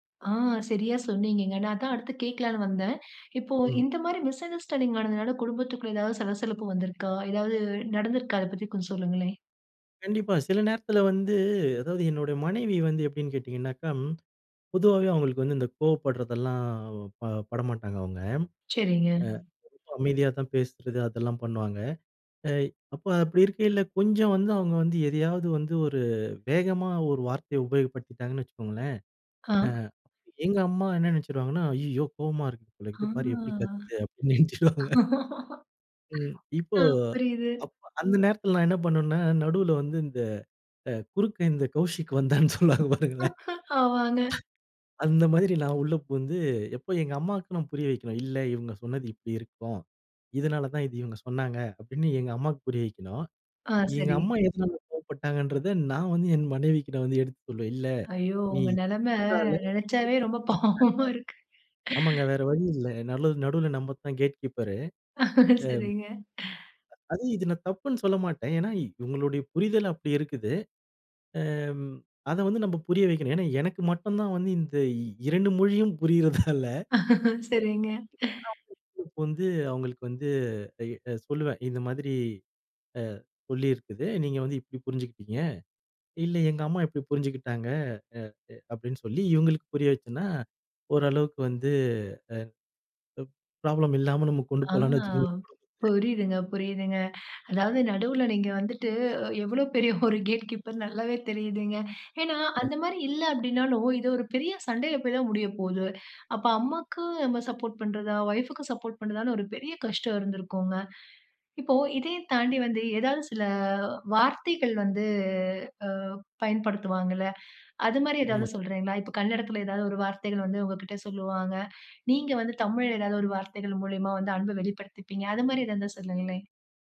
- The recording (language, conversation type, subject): Tamil, podcast, மொழி வேறுபாடு காரணமாக அன்பு தவறாகப் புரிந்து கொள்ளப்படுவதா? உதாரணம் சொல்ல முடியுமா?
- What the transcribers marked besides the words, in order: laughing while speaking: "அப்டீன்னு நினைச்சிடுவாங்க"; laugh; laughing while speaking: "சொல்லுவாங்க பாருங்களேன்"; laugh; laughing while speaking: "ரொம்ப பாவமா இருக்கு"; other background noise; laughing while speaking: "சரிங்க"; laughing while speaking: "சரிங்க"; laughing while speaking: "புரியிறதால"; unintelligible speech; drawn out: "ஆ"; chuckle